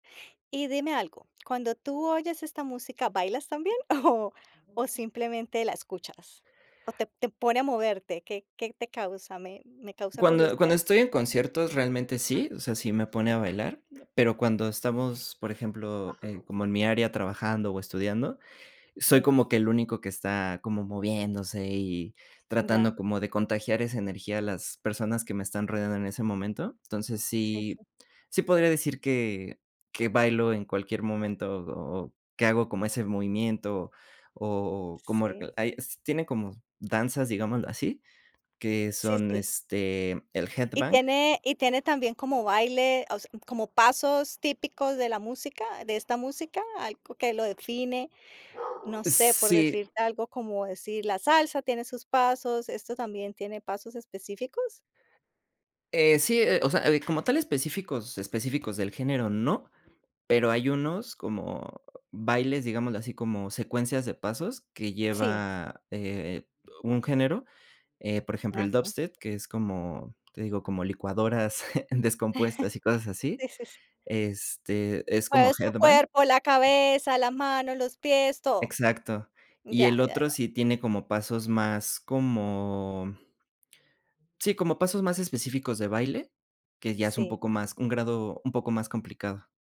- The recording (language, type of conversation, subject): Spanish, podcast, ¿Qué música escuchas cuando trabajas o estudias?
- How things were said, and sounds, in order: laughing while speaking: "o"; other background noise; gasp; other noise; dog barking; chuckle